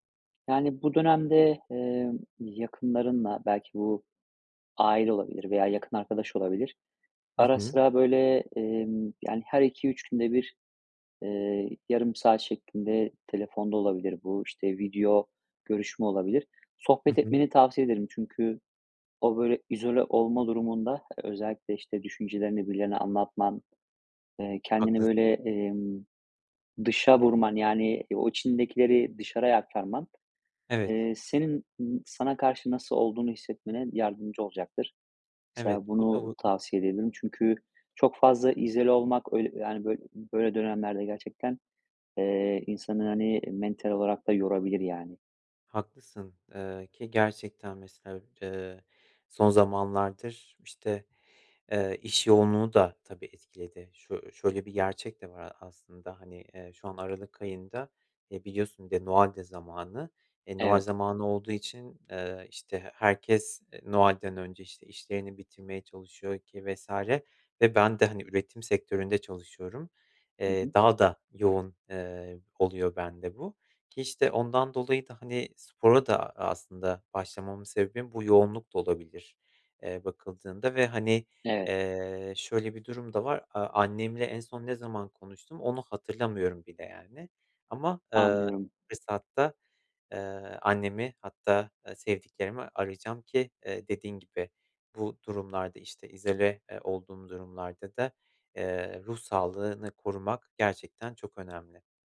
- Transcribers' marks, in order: unintelligible speech
- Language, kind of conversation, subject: Turkish, advice, Egzersize başlamakta zorlanıyorum; motivasyon eksikliği ve sürekli ertelemeyi nasıl aşabilirim?